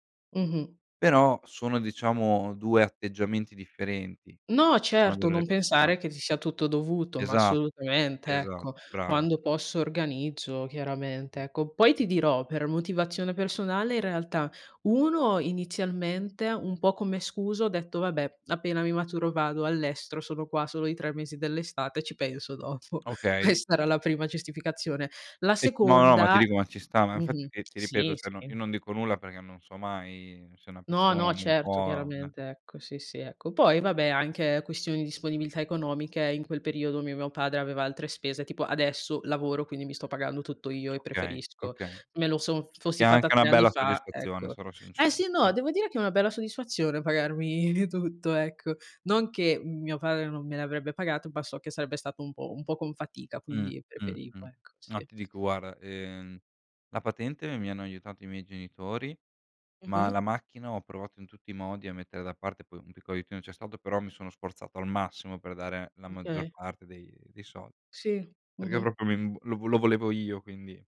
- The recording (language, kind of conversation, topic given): Italian, unstructured, Come ti piace passare il tempo con i tuoi amici?
- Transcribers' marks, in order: unintelligible speech; chuckle; laughing while speaking: "Questa"; "cioè" said as "ceh"; chuckle; "guarda" said as "guara"